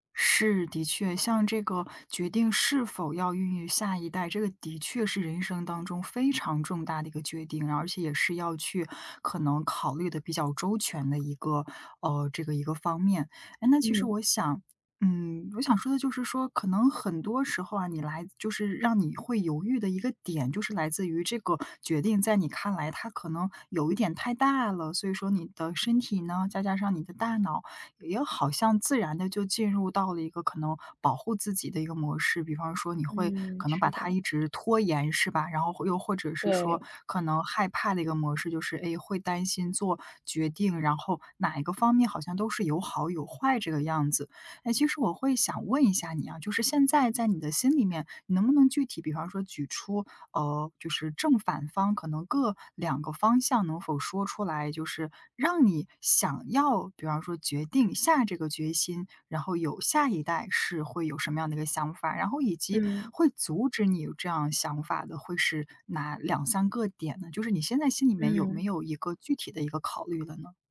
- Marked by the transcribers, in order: none
- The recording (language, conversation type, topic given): Chinese, advice, 当你面临重大决定却迟迟无法下定决心时，你通常会遇到什么情况？